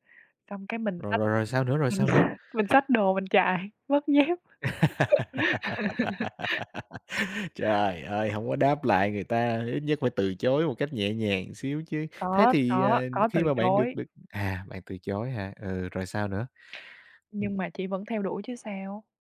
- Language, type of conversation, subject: Vietnamese, podcast, Bạn hãy kể cho mình nghe về một sở thích mang lại niềm vui cho bạn được không?
- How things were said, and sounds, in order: tapping; laugh; laugh; laughing while speaking: "chạy"; laugh; other background noise